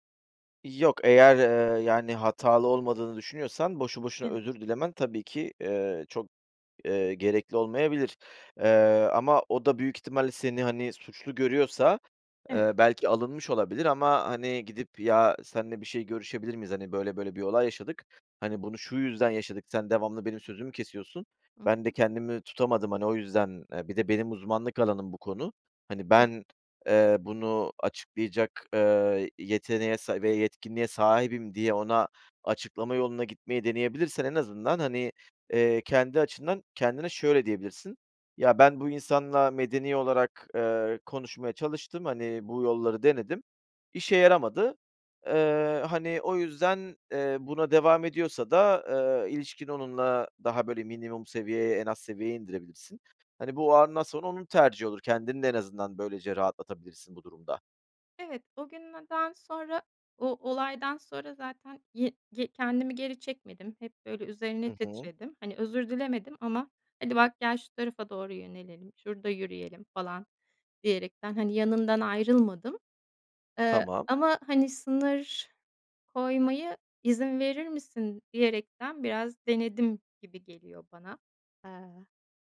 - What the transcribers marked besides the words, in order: none
- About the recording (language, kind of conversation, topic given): Turkish, advice, Aile ve arkadaş beklentileri yüzünden hayır diyememek